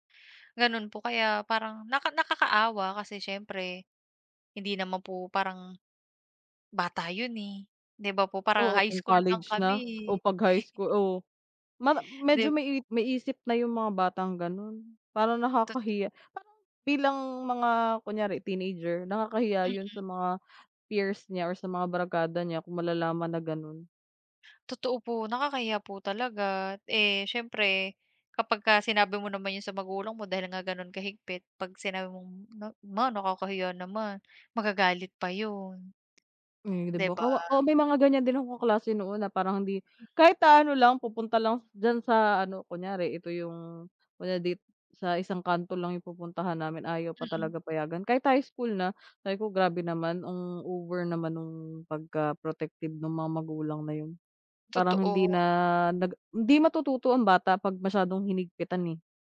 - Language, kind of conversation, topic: Filipino, unstructured, Ano ang palagay mo sa mga taong laging nagsisinungaling kahit sa maliliit na bagay lang?
- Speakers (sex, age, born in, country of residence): female, 30-34, Philippines, Philippines; female, 30-34, United Arab Emirates, Philippines
- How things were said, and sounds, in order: chuckle; in English: "peers"; drawn out: "yung"; drawn out: "na"